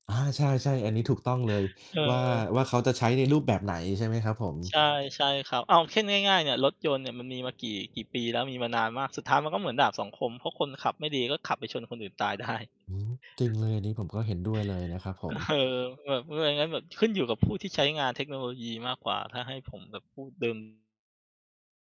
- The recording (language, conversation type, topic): Thai, unstructured, เทคโนโลยีอะไรที่คุณรู้สึกว่าน่าทึ่งที่สุดในตอนนี้?
- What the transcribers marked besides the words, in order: distorted speech; tapping; other background noise; laughing while speaking: "ได้"; laughing while speaking: "เออ"